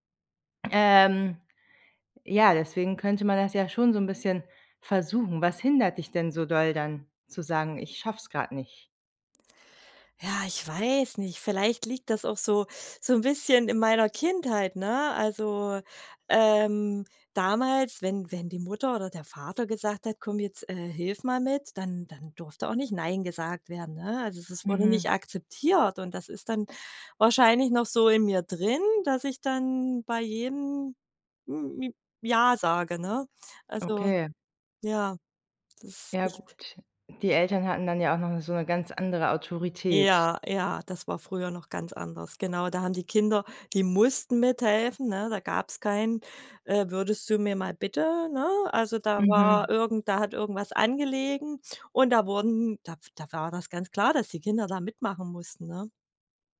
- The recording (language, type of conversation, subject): German, advice, Warum fällt es dir schwer, bei Bitten Nein zu sagen?
- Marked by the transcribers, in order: none